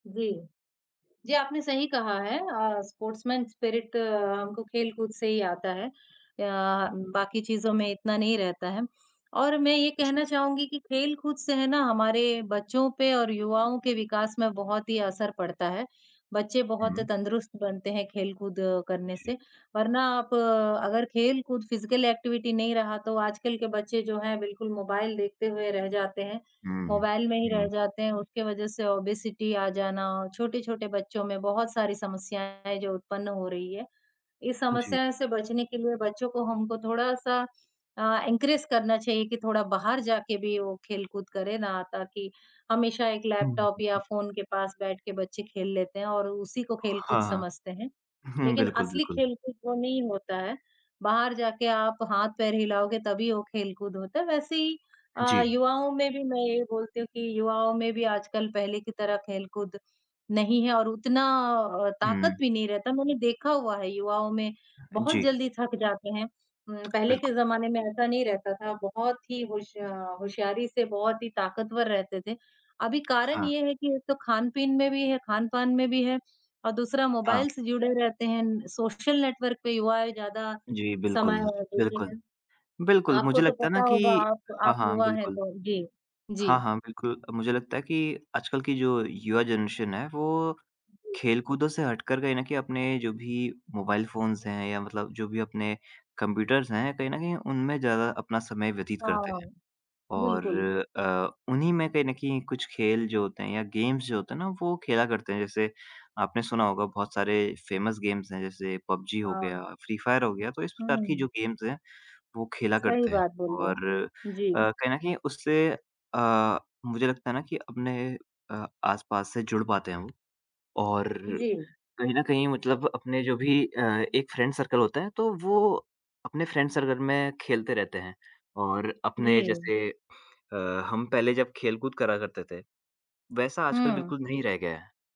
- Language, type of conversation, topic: Hindi, unstructured, खेल-कूद से हमारे जीवन में क्या-क्या लाभ होते हैं?
- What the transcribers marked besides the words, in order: in English: "स्पोर्ट्समैन स्पिरिट"; other background noise; in English: "फ़िज़िकल एक्टिविटी"; in English: "ओबेसिटी"; in English: "एनकरेज"; tapping; in English: "नेटवर्क"; in English: "जनरेशन"; in English: "गेम्स"; in English: "फ़ेमस गेम्स"; in English: "गेम्स"; in English: "फ़्रेंड सर्कल"; in English: "फ़्रेंड सर्कल"